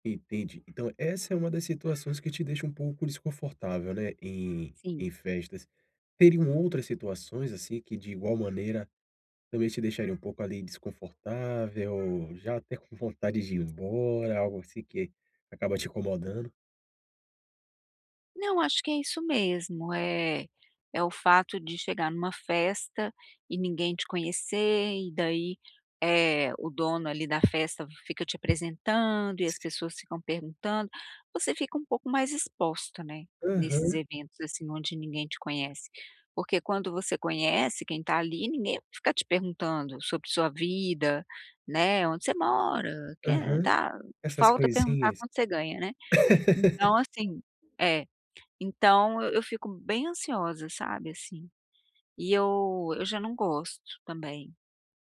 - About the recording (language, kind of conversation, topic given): Portuguese, advice, Como lidar com a ansiedade em festas e encontros sociais?
- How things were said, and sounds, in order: tapping; other background noise; laugh